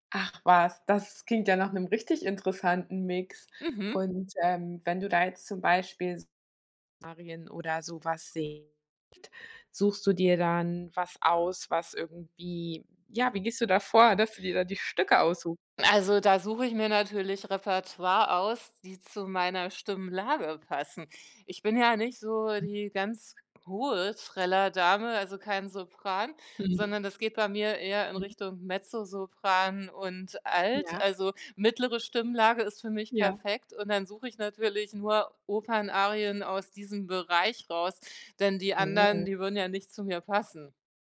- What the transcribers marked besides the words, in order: unintelligible speech; other background noise; chuckle
- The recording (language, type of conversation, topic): German, podcast, Wie entwickelst du eine eigene kreative Stimme?